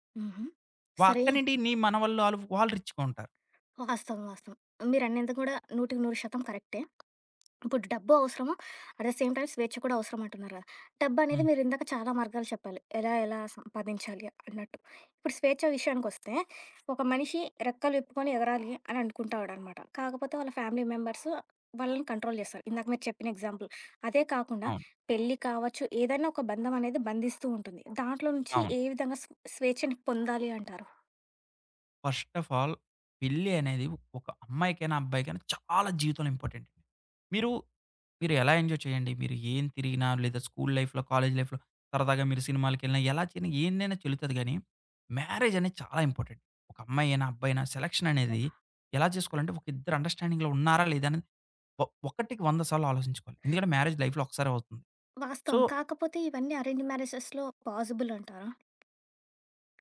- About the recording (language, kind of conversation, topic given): Telugu, podcast, డబ్బు లేదా స్వేచ్ఛ—మీకు ఏది ప్రాధాన్యం?
- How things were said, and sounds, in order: in English: "రిచ్‌గా"; tapping; other background noise; in English: "అట్ ద సేమ్ టైమ్"; in English: "ఫ్యామిలీ మెంబర్స్"; in English: "కంట్రోల్"; in English: "ఎగ్జాంపుల్"; other street noise; in English: "ఫస్ట్ ఆఫ్ ఆల్"; stressed: "చాలా"; in English: "ఇంపార్టెంట్"; in English: "ఎంజాయ్"; in English: "స్కూల్ లైఫ్‌లో, కాలేజీ లైఫ్‌లో"; in English: "ఇంపార్టెంట్"; in English: "అండర్‌స్టా‌డింగ్‌లో"; in English: "మ్యారేజ్ లైఫ్‌లో"; in English: "సో"; in English: "అరేంజ్ మ్యారేజెస్‌లో పాజిబుల్"